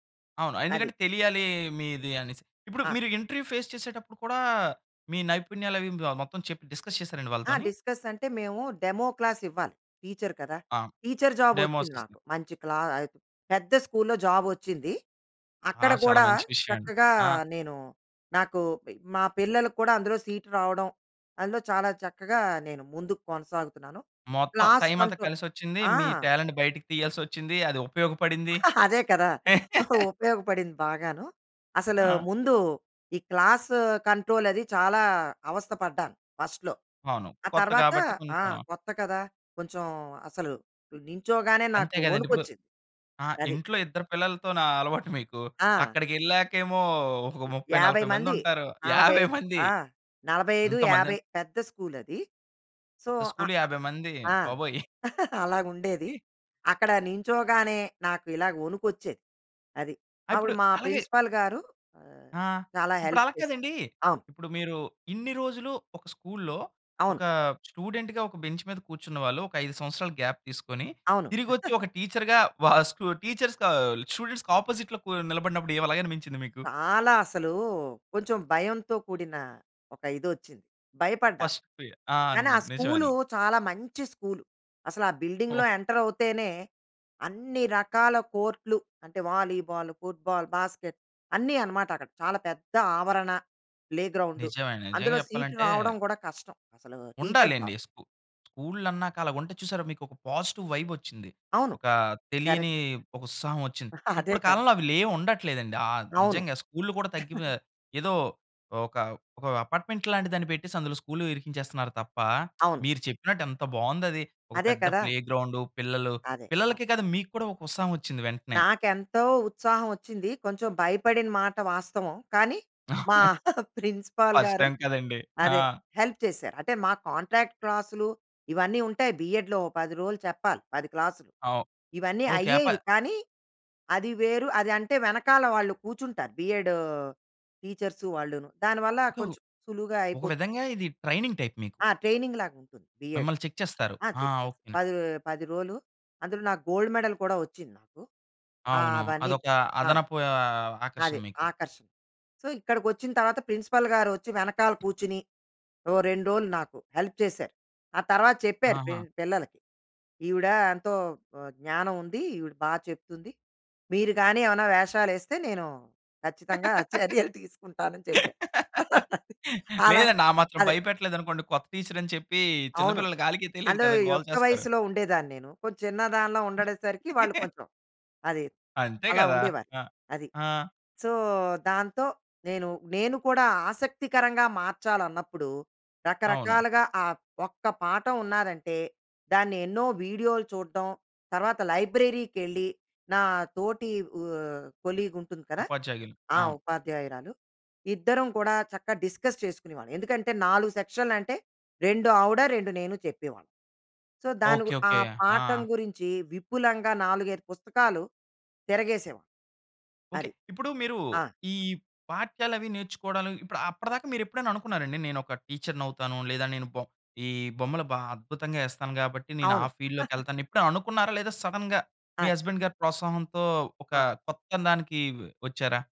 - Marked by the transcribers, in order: in English: "ఇంటర్వ్యూ ఫేస్"; in English: "డిస్కస్"; in English: "డిస్కస్"; in English: "డెమో క్లాస్"; in English: "టీచర్"; in English: "డెమోస్"; in English: "టీచర్ జాబ్"; other noise; in English: "స్కూల్‌లో జాబ్"; in English: "సీట్"; in English: "క్లాస్ కంట్రోల్"; in English: "టాలెంట్"; chuckle; giggle; laugh; in English: "క్లాస్ కంట్రోల్"; in English: "ఫస్ట్‌లో"; chuckle; chuckle; in English: "స్కూల్"; in English: "సో"; in English: "స్కూల్‌లో"; chuckle; in English: "ప్రిన్సిపల్"; in English: "హెల్ప్"; in English: "స్కూల్‌లో"; in English: "స్టూడెంట్‌గా"; in English: "బెంచ్"; in English: "గ్యాప్"; in English: "టీచర్‌గా"; giggle; chuckle; in English: "టీచర్స్‌కా స్టూడెంట్స్‌కి అపోజిట్‌లో"; in English: "ఫస్ట్ ప్ర"; in English: "బిల్డింగ్‌లో ఎంటర్"; in English: "వాలీబాల్, ఫుట్‌బాల్, బాస్కెట్"; in English: "ప్లేగ్రౌండ్"; in English: "టీచర్ జాబ్"; in English: "స్కు స్కూల్"; in English: "పాజిటివ్ వైబ్"; in English: "కరెక్ట్"; giggle; giggle; in English: "అపార్ట్మెంట్"; lip smack; in English: "ప్లేగ్రౌండ్"; giggle; in English: "ప్రిన్సిపల్"; chuckle; in English: "ఫస్ట్ టైమ్"; in English: "హెల్ప్"; in English: "కాంట్రాక్ట్"; in English: "బీఎడ్‌లో"; in English: "బీఎడ్ టీచర్స్"; in English: "ట్రైనింగ్ టైప్"; in English: "ట్రైనింగ్"; in English: "చెక్"; in English: "బిఎడ్"; in English: "చెక్"; in English: "గోల్డ్ మెడల్"; in English: "సో"; in English: "ప్రిన్సిపల్"; tapping; in English: "హెల్ప్"; laugh; laughing while speaking: "చర్యలు తీసుకుంటానని చెప్పాను"; in English: "టీచర్"; in English: "అండ్"; chuckle; "ఉండే" said as "ఉండడే"; in English: "సో"; in English: "కొలీగ్"; in English: "డిస్కస్"; in English: "సో"; in English: "ఫీల్డ్‌లోకి"; giggle; in English: "సడెన్‌గా"; in English: "హస్బేండ్"
- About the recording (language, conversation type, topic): Telugu, podcast, పాత నైపుణ్యాలు కొత్త రంగంలో ఎలా ఉపయోగపడతాయి?